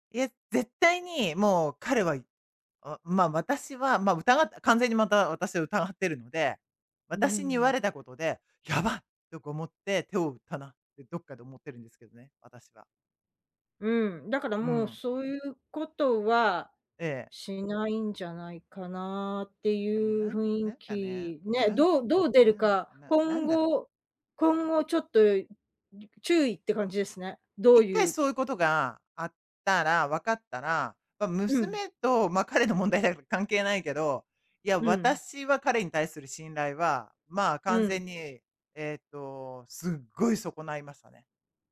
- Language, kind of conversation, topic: Japanese, advice, 信頼が揺らぎ、相手の嘘や隠し事を疑っている状況について、詳しく教えていただけますか？
- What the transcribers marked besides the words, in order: stressed: "すっごい"